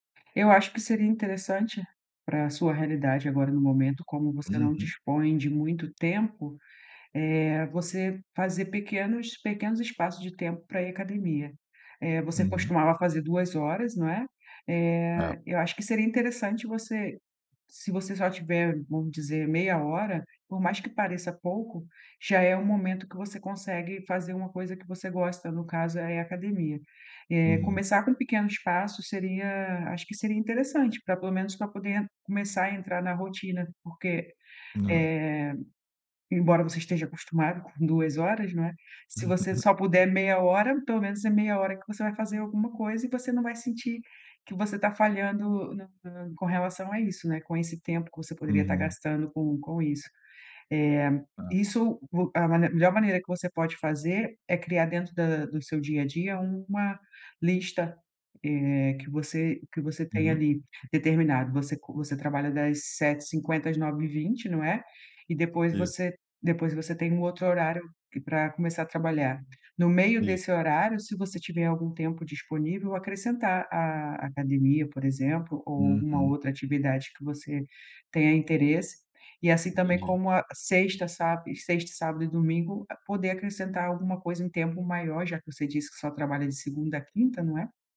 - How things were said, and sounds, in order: other noise
- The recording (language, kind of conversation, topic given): Portuguese, advice, Como posso criar uma rotina de lazer de que eu goste?